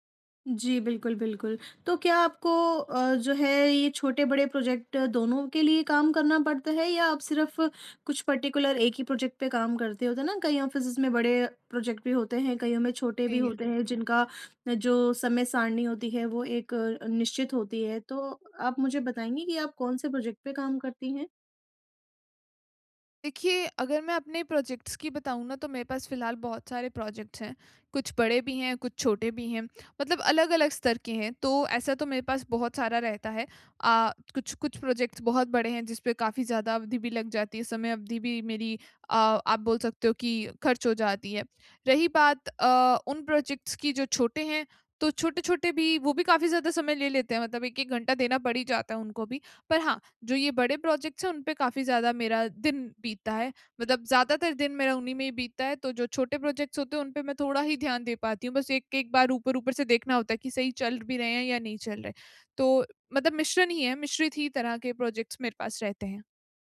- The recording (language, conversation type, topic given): Hindi, advice, टूल्स और सामग्री को स्मार्ट तरीके से कैसे व्यवस्थित करें?
- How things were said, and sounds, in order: in English: "पर्टिक्युलर"; in English: "प्रोजेक्ट"; in English: "ऑफिसिस"; in English: "प्रोजेक्ट"; in English: "प्रोजेक्ट"; in English: "प्रोजेक्ट्स"; in English: "प्रोजेक्ट्स"; in English: "प्रोजेक्ट्स"; in English: "प्रोजेक्ट्स"; in English: "प्रोजेक्ट्स"; in English: "प्रोजेक्ट्स"